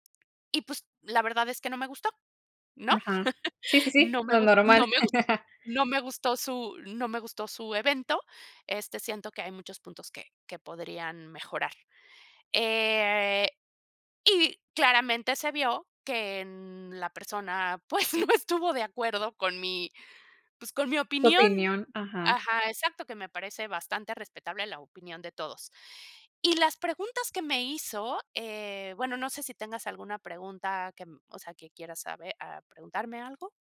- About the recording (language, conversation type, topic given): Spanish, podcast, ¿Cómo sueles escuchar a alguien que no está de acuerdo contigo?
- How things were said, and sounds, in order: laugh; laughing while speaking: "pues, no estuvo"; tapping